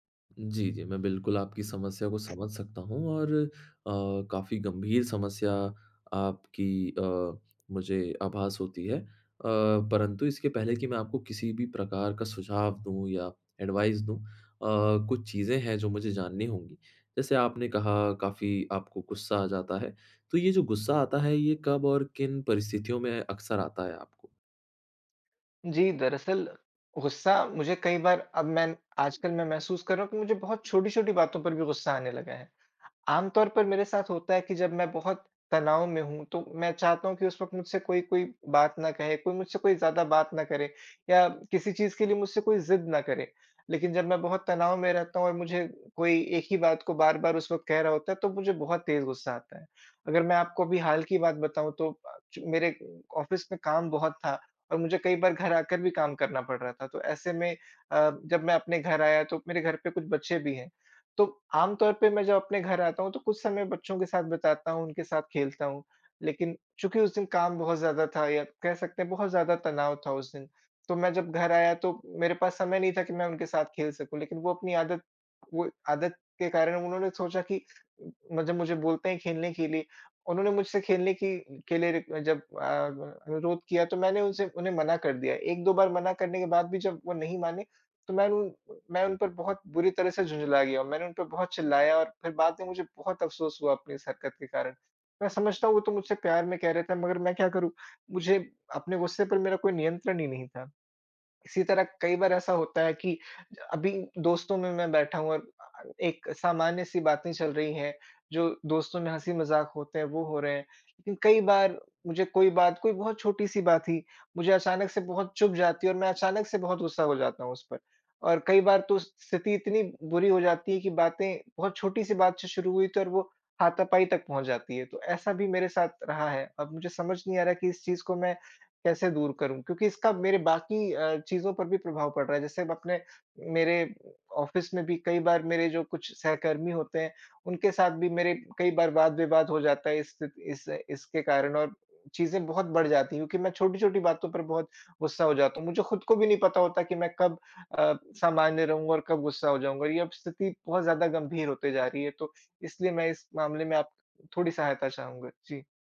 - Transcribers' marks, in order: other background noise; in English: "एडवाइस"; in English: "ऑफ़िस"; in English: "ऑफ़िस"
- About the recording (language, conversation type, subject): Hindi, advice, जब मुझे अचानक गुस्सा आता है और बाद में अफसोस होता है, तो मैं इससे कैसे निपटूँ?